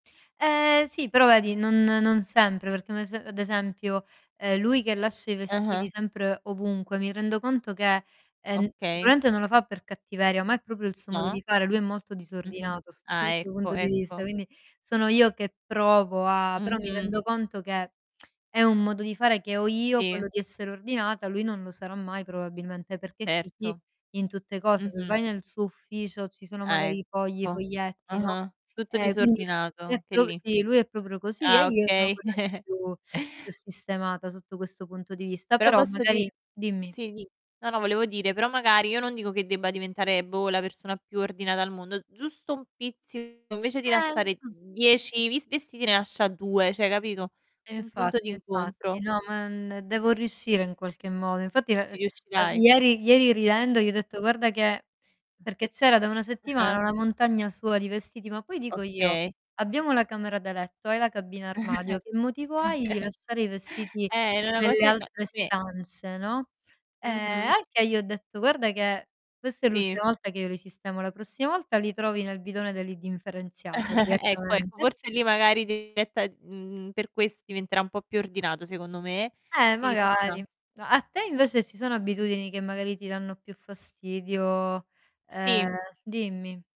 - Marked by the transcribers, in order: "proprio" said as "propio"; distorted speech; tsk; chuckle; chuckle; "dell'indifferenziata" said as "idinferenziata"; chuckle; other background noise; unintelligible speech
- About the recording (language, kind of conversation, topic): Italian, unstructured, Qual è l’abitudine delle persone che trovi più fastidiosa?
- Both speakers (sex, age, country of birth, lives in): female, 25-29, Italy, Italy; female, 35-39, Italy, Italy